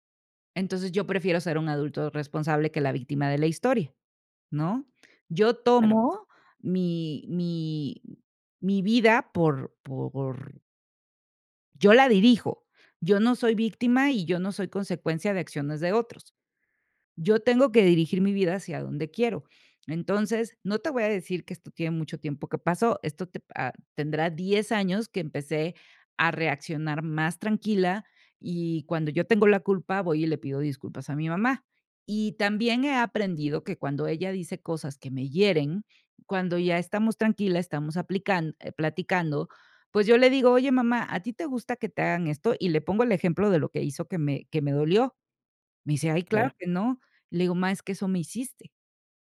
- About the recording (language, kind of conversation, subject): Spanish, podcast, ¿Cómo puedes reconocer tu parte en un conflicto familiar?
- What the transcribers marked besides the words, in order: none